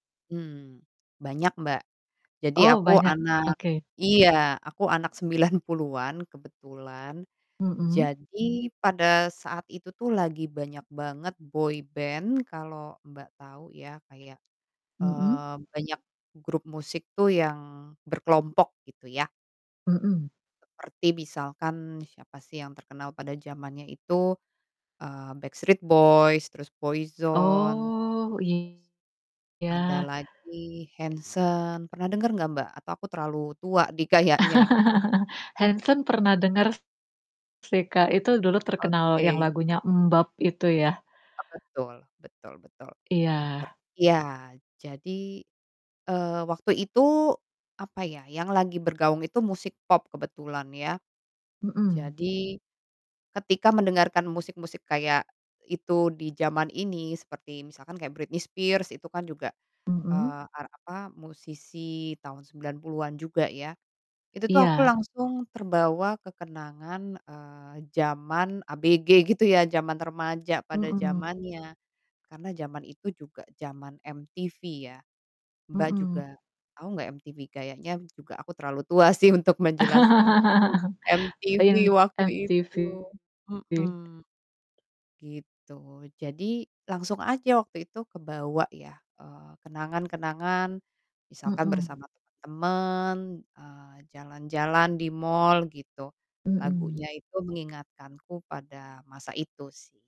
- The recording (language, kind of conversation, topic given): Indonesian, unstructured, Bagaimana musik dapat membangkitkan kembali kenangan dan perasaan lama?
- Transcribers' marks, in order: distorted speech; in English: "boyband"; laugh; laugh; laughing while speaking: "sih"